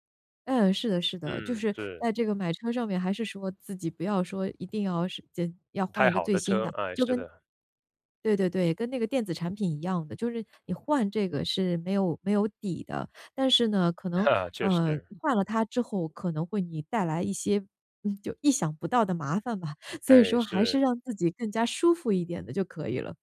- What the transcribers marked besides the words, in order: laugh; laughing while speaking: "就意想不到的麻烦吧"
- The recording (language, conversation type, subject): Chinese, podcast, 买房买车这种大事，你更看重当下还是未来？